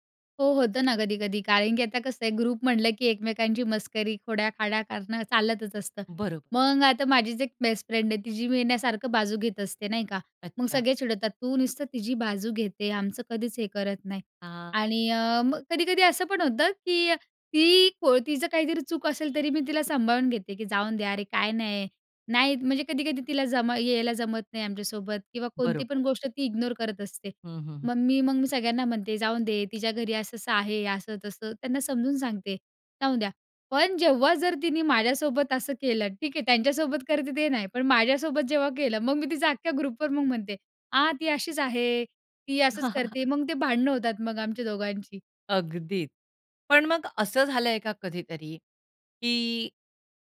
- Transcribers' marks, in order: in English: "बेस्ट फ्रेंड"; in English: "इग्नोर"
- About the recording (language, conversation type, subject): Marathi, podcast, ग्रुप चॅटमध्ये तुम्ही कोणती भूमिका घेतता?